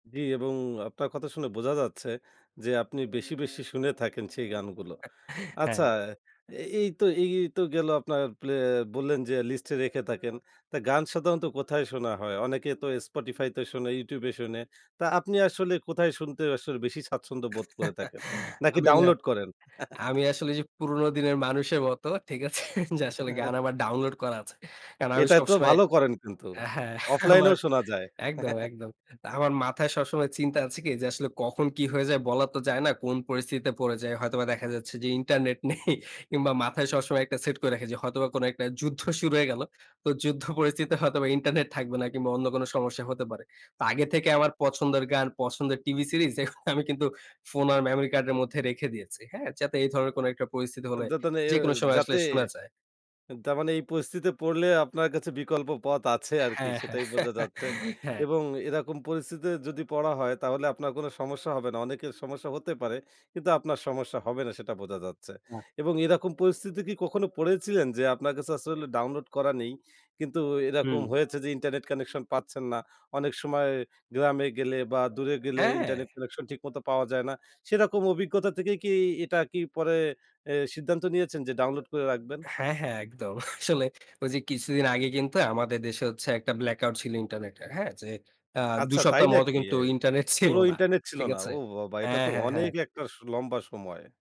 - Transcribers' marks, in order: chuckle; other background noise; chuckle; laugh; laughing while speaking: "ঠিক আছে?"; laughing while speaking: "হ্যাঁ"; laugh; laughing while speaking: "ইন্টারনেট নেই"; laugh; laughing while speaking: "আসলে"
- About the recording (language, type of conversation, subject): Bengali, podcast, আপনি নতুন গান কীভাবে খুঁজে পান?